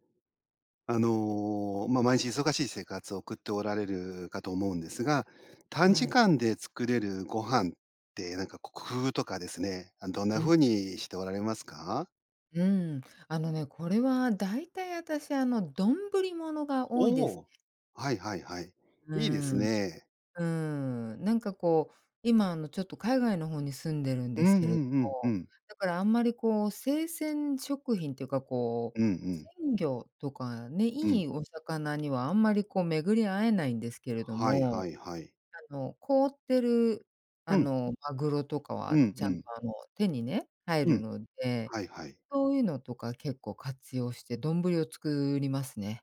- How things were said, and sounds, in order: other background noise
- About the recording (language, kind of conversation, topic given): Japanese, podcast, 短時間で作れるご飯、どうしてる？